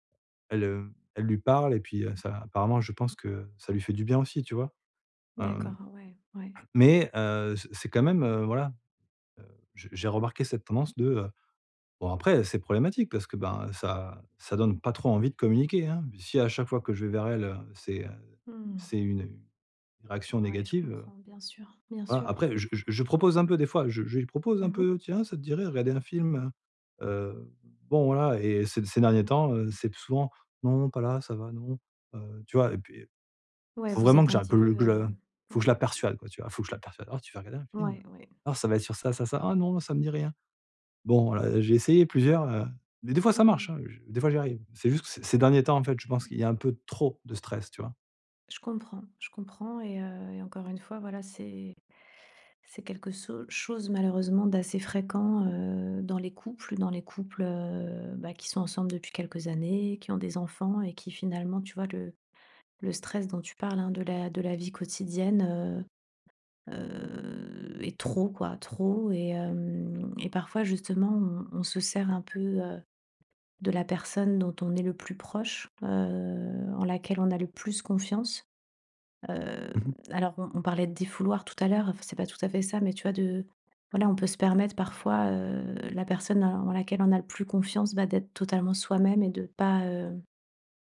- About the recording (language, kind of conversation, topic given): French, advice, Comment puis-je mettre fin aux disputes familiales qui reviennent sans cesse ?
- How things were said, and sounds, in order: other background noise